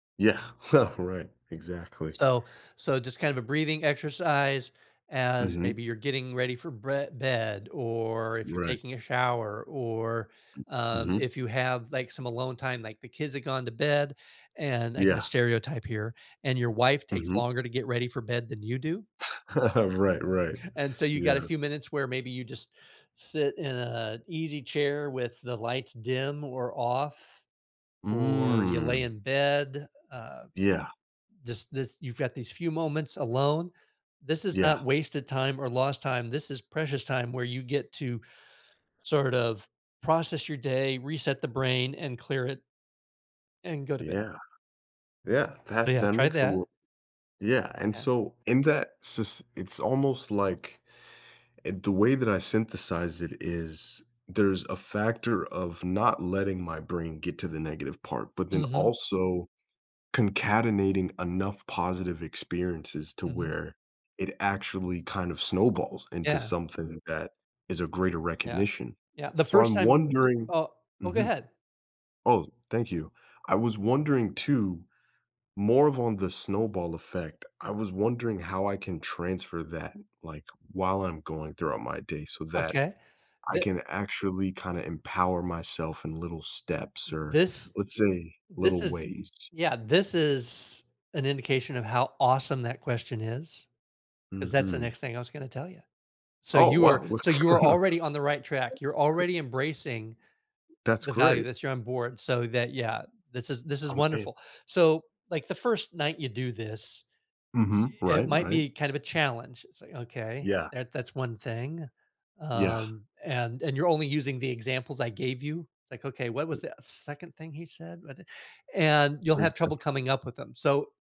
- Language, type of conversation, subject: English, advice, How can I notice and celebrate small daily wins to feel more joyful?
- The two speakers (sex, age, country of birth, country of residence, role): male, 30-34, United States, United States, user; male, 55-59, United States, United States, advisor
- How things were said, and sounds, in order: laughing while speaking: "huh"; laugh; tapping; other background noise; drawn out: "Mm"; laughing while speaking: "good, huh?"; chuckle